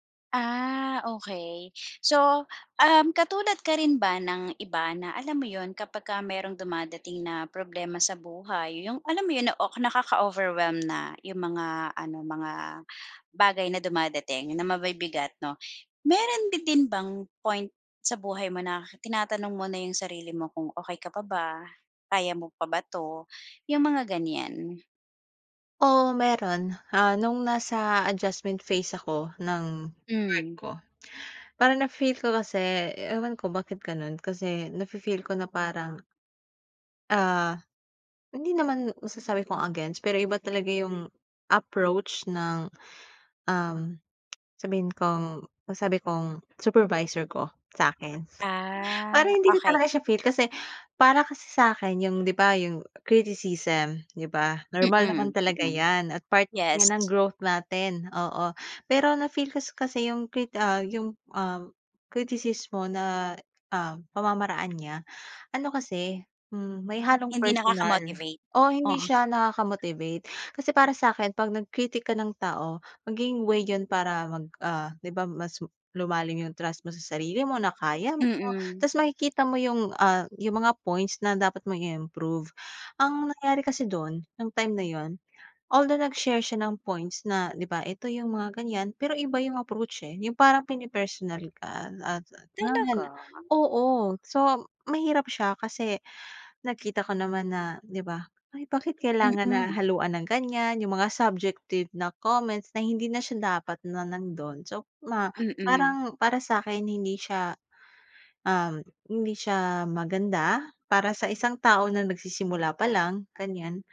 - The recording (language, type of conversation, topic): Filipino, podcast, Ano ang pinakamahalagang aral na natutunan mo sa buhay?
- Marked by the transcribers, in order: other background noise; tapping; unintelligible speech